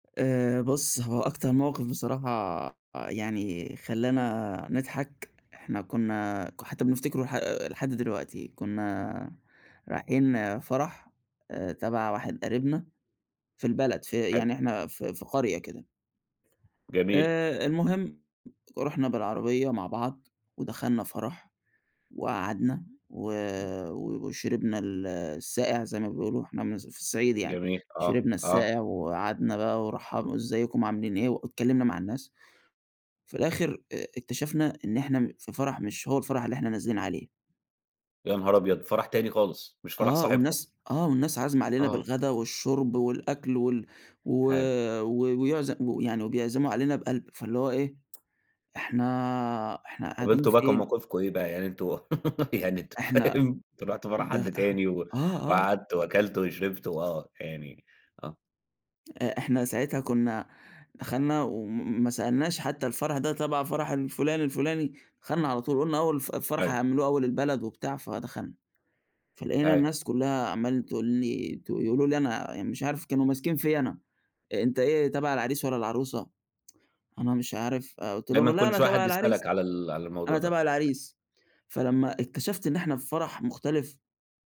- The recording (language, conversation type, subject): Arabic, podcast, إحكي عن موقف ضحكتوا فيه كلكم سوا؟
- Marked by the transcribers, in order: tapping; tsk; laugh; laughing while speaking: "يعني أنتم فاهم"; tsk; other noise